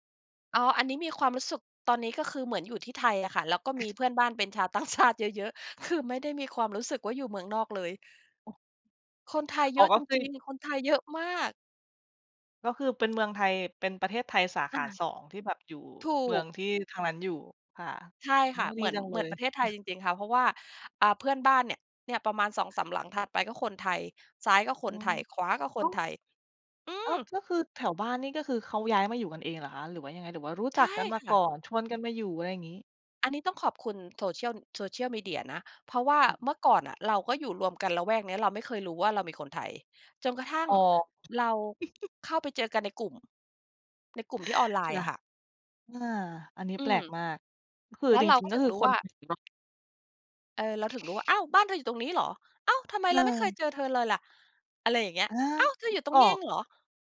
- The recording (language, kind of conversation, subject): Thai, podcast, งานประเพณีท้องถิ่นอะไรที่ทำให้คนในชุมชนมารวมตัวกัน และมีความสำคัญต่อชุมชนอย่างไร?
- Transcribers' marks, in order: other background noise; laughing while speaking: "ต่างชาติ"; tapping; other noise; unintelligible speech; chuckle; unintelligible speech